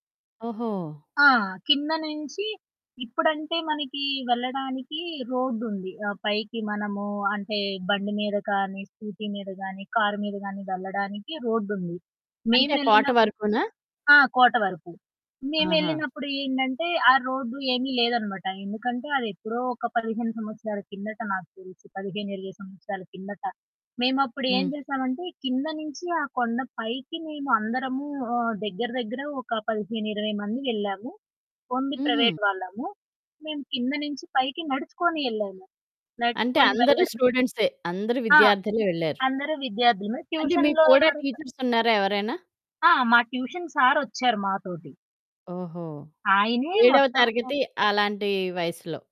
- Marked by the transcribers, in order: static; in English: "స్కూటీ"; in English: "ఓన్లీ ప్రైవేట్"; in English: "ట్యూషన్‌లో"; in English: "టీచర్స్"; in English: "ట్యూషన్"; distorted speech
- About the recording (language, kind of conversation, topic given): Telugu, podcast, మీ స్కూల్ లేదా కాలేజ్ ట్రిప్‌లో జరిగిన అత్యంత రోమాంచక సంఘటన ఏది?